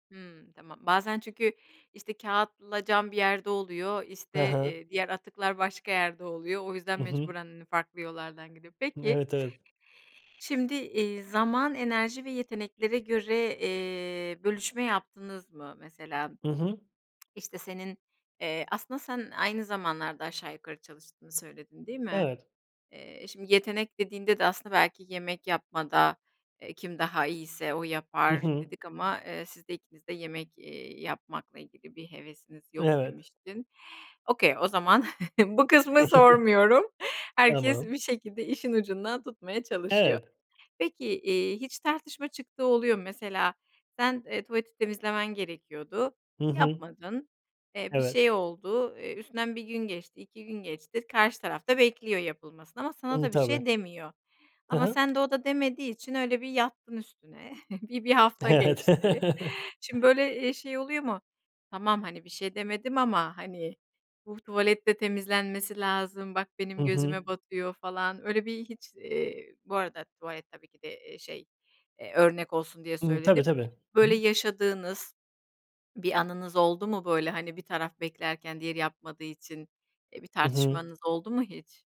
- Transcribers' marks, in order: other background noise; lip smack; chuckle; tapping; laughing while speaking: "bir bir hafta geçti"; swallow
- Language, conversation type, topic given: Turkish, podcast, Ev işlerindeki iş bölümünü evinizde nasıl yapıyorsunuz?